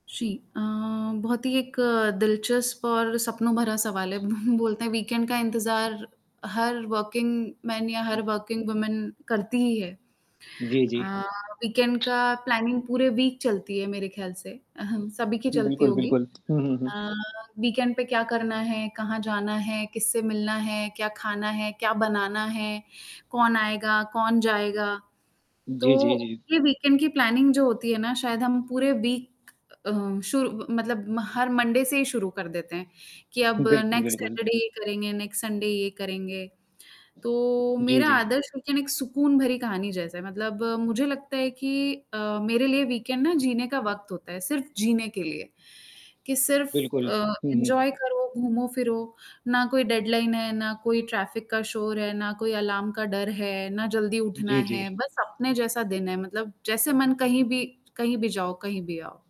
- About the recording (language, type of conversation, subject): Hindi, unstructured, आपका आदर्श वीकेंड कैसा होता है?
- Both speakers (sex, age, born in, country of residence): female, 35-39, India, India; male, 40-44, India, India
- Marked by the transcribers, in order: static; other background noise; chuckle; in English: "वीकेंड"; in English: "वर्किंग मेन"; in English: "वर्किंग वूमेन"; distorted speech; in English: "वीकेंड"; in English: "प्लानिंग"; in English: "वीक"; chuckle; in English: "वीकेंड"; in English: "वीकेंड"; in English: "प्लानिंग"; in English: "वीक"; in English: "मंडे"; in English: "नेक्स्ट सैटरडे"; in English: "नेक्स्ट संडे"; in English: "वीकेंड"; in English: "वीकेंड"; in English: "एंजॉय"; in English: "डेडलाइन"; in English: "ट्रैफिक"